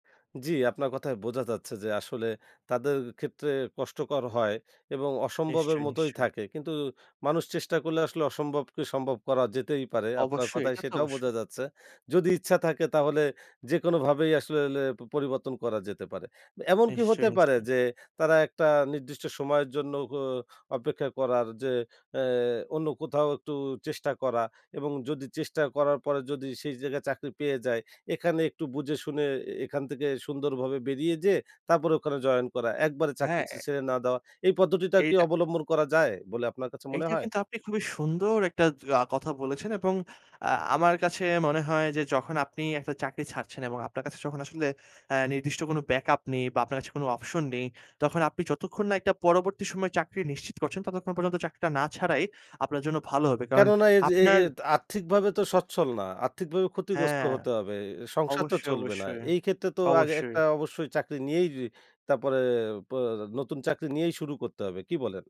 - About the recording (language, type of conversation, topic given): Bengali, podcast, কাজ বদলানোর সময় আপনার আর্থিক প্রস্তুতি কেমন থাকে?
- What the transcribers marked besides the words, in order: other background noise